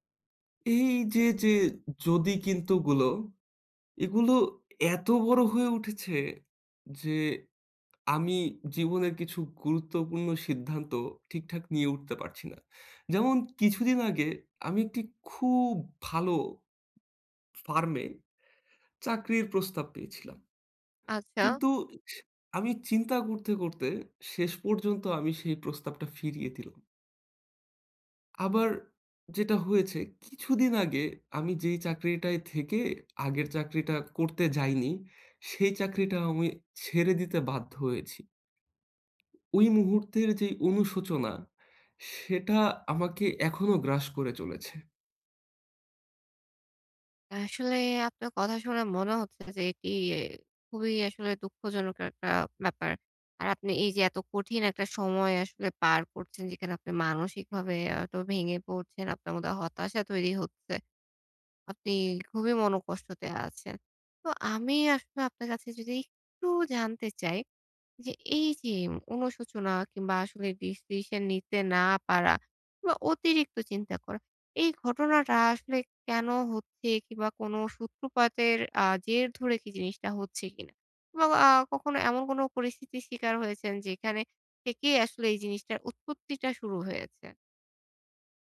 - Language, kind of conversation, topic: Bengali, advice, আমি কীভাবে ভবিষ্যতে অনুশোচনা কমিয়ে বড় সিদ্ধান্ত নেওয়ার প্রস্তুতি নেব?
- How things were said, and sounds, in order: none